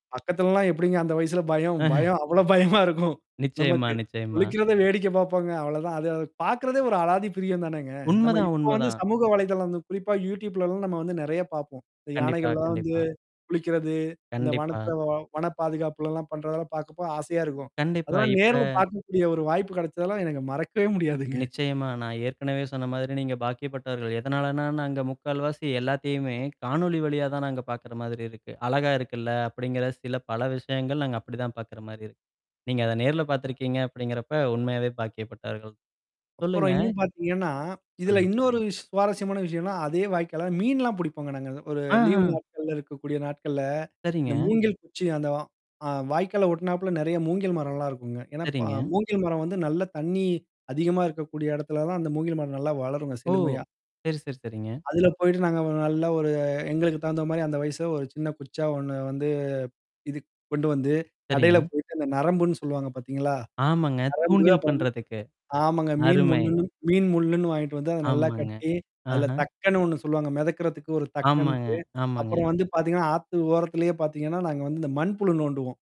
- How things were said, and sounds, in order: tapping; static; chuckle; laughing while speaking: "பயம் அவ்வளோ பயமா இருக்கும் நமக்கு … அலாதி பிரியம் தானேங்க"; other background noise; laughing while speaking: "எனக்கு மறக்கவே முடியாதுங்க"; in English: "லீவ்"
- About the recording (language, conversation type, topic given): Tamil, podcast, மண்ணின் மணமும் அதோடு தொடர்புள்ள நினைவுகளும் பற்றி சுவாரஸ்யமாகப் பேச முடியுமா?